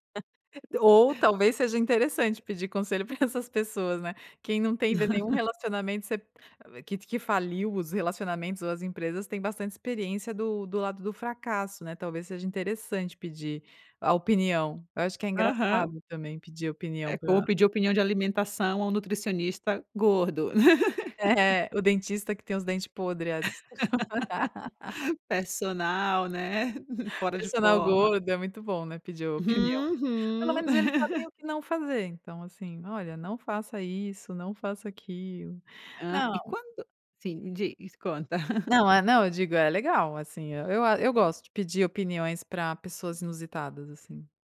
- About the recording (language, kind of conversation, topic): Portuguese, podcast, Como posso equilibrar a opinião dos outros com a minha intuição?
- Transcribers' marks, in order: laugh; laugh